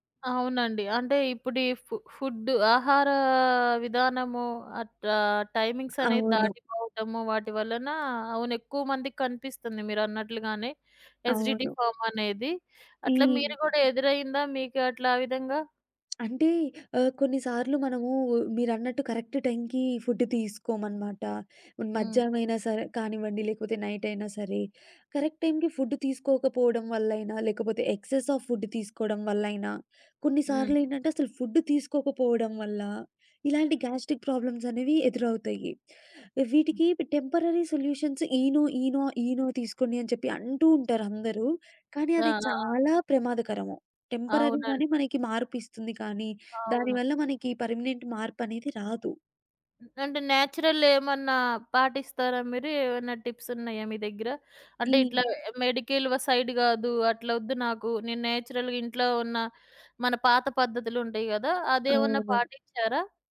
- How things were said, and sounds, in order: in English: "ఫుడ్"; in English: "టైమింగ్స్"; tapping; in English: "ఎసిడిటీ ప్రాబ్లమ్"; in English: "కరెక్ట్ టైమ్‌కి ఫుడ్"; in English: "నైట్"; in English: "కరెక్ట్ టైమ్‌కి ఫుడ్"; in English: "ఎక్సెస్ ఆఫ్ ఫుడ్"; in English: "ఫుడ్"; other background noise; in English: "గ్యాస్ట్రిక్ ప్రాబ్లమ్స్"; in English: "టెంపరరీ సొల్యూషన్స్"; in English: "టెంపరరీ"; in English: "పర్మనెంట్"; in English: "నేచురల్"; in English: "టిప్స్"; in English: "మెడికల్ సైడ్"; in English: "నేచురల్‌గా"
- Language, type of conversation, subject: Telugu, podcast, ఒక చిన్న అలవాటు మీ రోజువారీ దినచర్యను ఎలా మార్చిందో చెప్పగలరా?